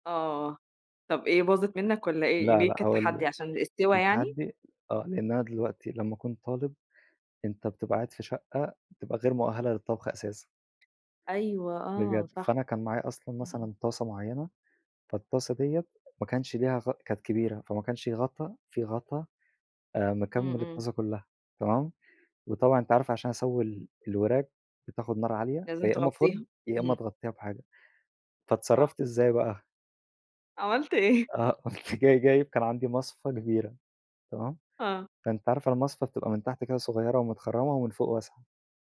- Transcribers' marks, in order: laughing while speaking: "قُمت"; chuckle; other background noise
- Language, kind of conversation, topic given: Arabic, podcast, إزاي تتعامل مع خوفك من الفشل وإنت بتسعى للنجاح؟